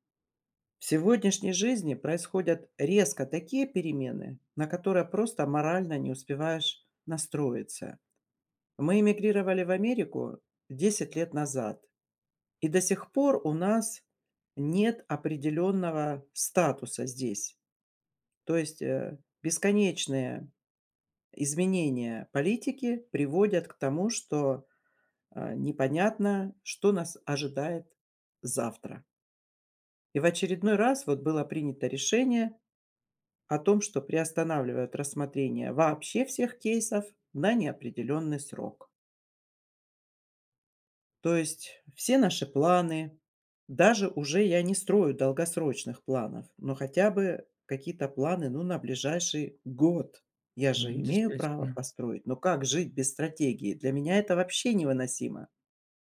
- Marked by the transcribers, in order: none
- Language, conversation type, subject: Russian, advice, Как мне сменить фокус внимания и принять настоящий момент?